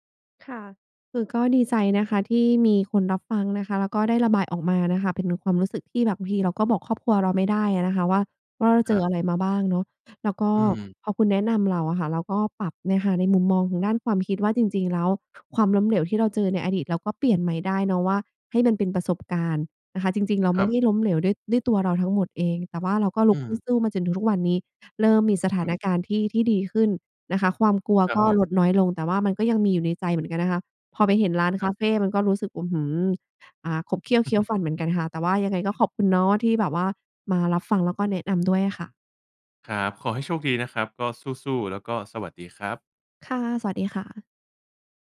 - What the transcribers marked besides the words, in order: chuckle; other background noise
- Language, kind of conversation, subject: Thai, advice, ความล้มเหลวในอดีตทำให้คุณกลัวการตั้งเป้าหมายใหม่อย่างไร?